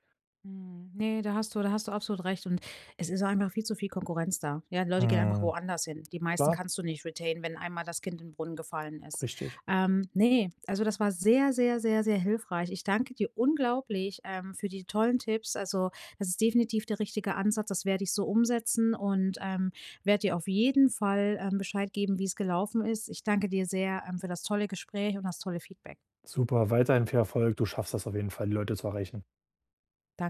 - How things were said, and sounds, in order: in English: "retainen"
- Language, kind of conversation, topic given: German, advice, Wie erkläre ich komplexe Inhalte vor einer Gruppe einfach und klar?